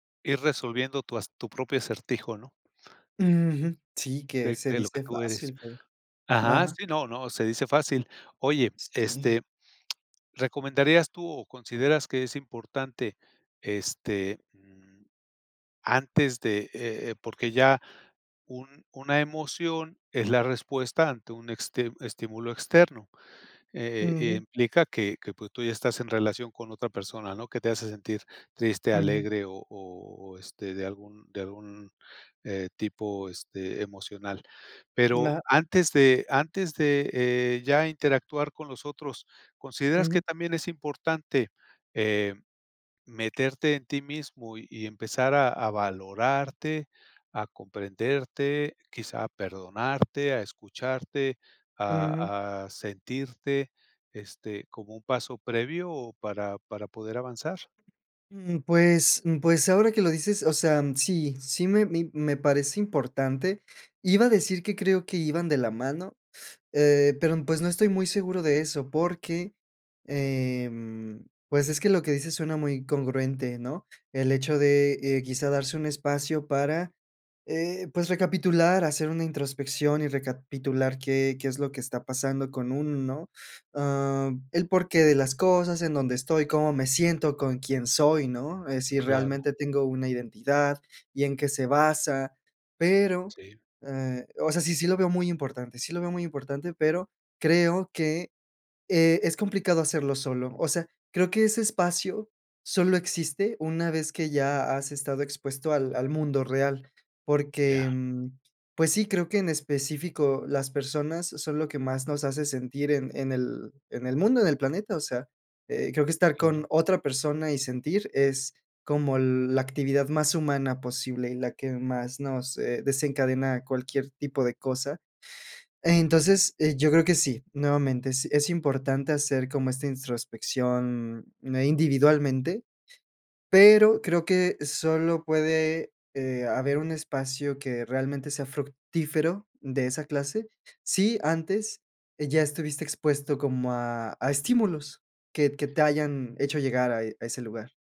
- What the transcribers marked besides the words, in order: none
- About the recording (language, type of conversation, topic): Spanish, podcast, ¿Cómo empezarías a conocerte mejor?